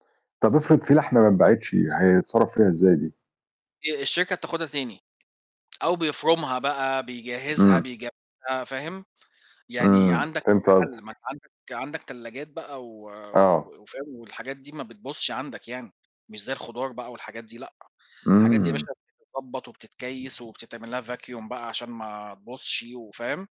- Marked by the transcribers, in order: distorted speech; in English: "vacuum"
- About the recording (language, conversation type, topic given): Arabic, unstructured, إيه أكتر حاجة بتخليك تحس بالفخر بنفسك؟